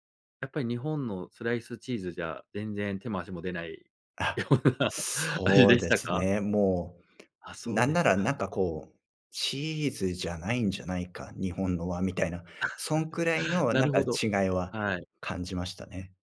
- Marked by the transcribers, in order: laughing while speaking: "ような"; chuckle
- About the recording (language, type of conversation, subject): Japanese, podcast, 偶然の出会いで起きた面白いエピソードはありますか？